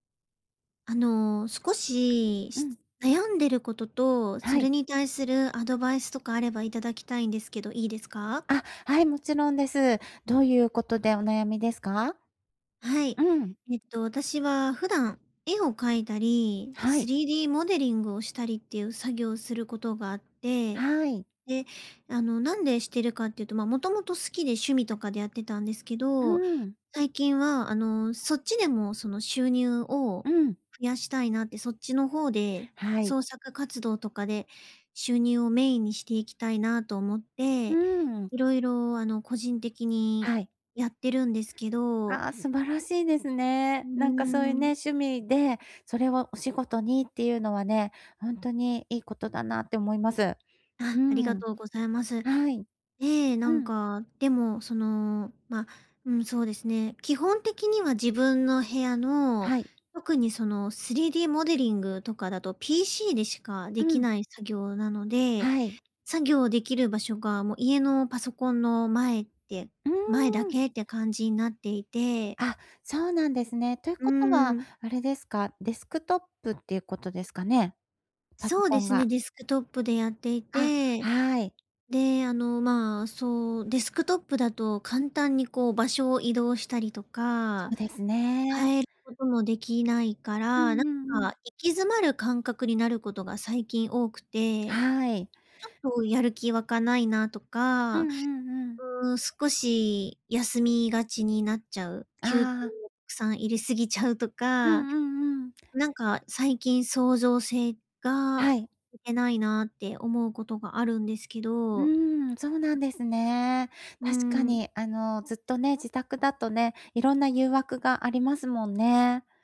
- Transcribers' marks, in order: other background noise; unintelligible speech; unintelligible speech
- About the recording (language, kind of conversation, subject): Japanese, advice, 環境を変えることで創造性をどう刺激できますか？